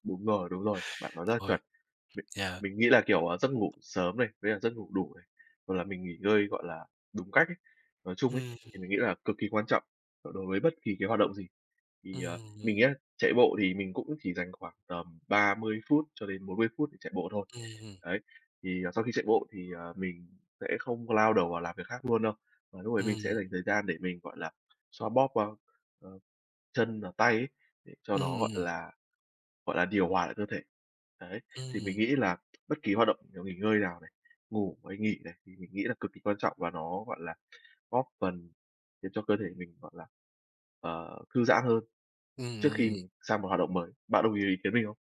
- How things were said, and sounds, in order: tapping; other background noise
- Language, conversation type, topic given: Vietnamese, unstructured, Bạn nghĩ làm thế nào để giảm căng thẳng trong cuộc sống hằng ngày?
- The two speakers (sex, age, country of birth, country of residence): male, 20-24, Vietnam, United States; male, 20-24, Vietnam, Vietnam